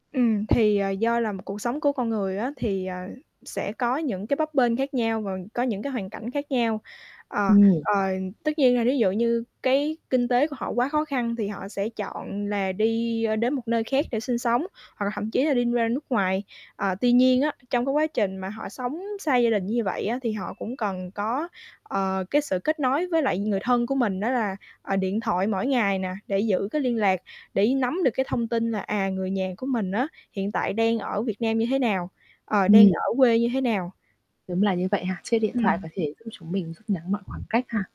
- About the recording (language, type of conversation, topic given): Vietnamese, podcast, Làm sao để cân bằng giữa công việc và thời gian dành cho gia đình?
- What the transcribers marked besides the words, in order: other background noise; static; tapping; mechanical hum; other noise